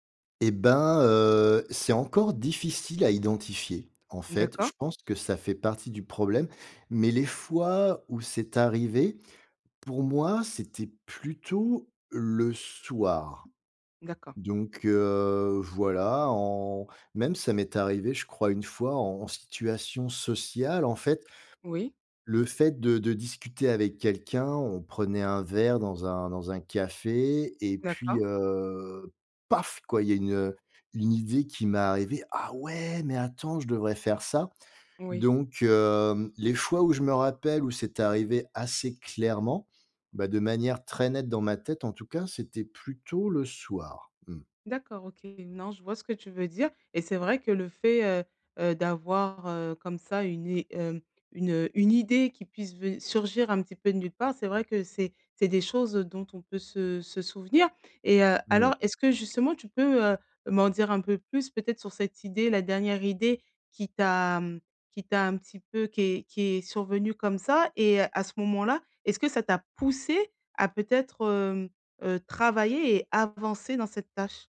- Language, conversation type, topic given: French, advice, Comment surmonter la procrastination pour créer régulièrement ?
- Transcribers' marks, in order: stressed: "paf"; other background noise; tapping; stressed: "poussé"